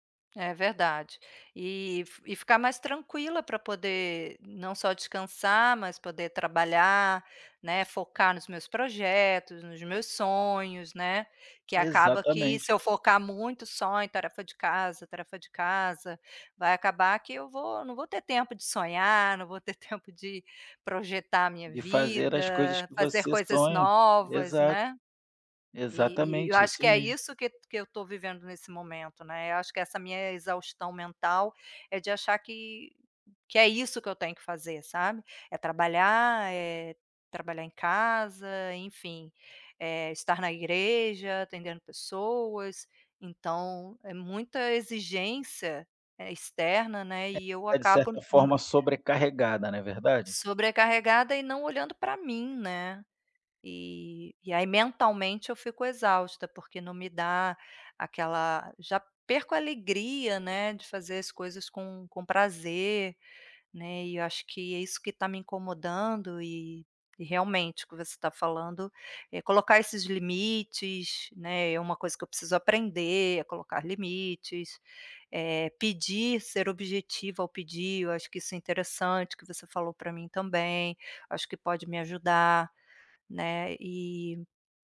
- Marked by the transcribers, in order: other background noise; tapping
- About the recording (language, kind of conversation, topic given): Portuguese, advice, Equilíbrio entre descanso e responsabilidades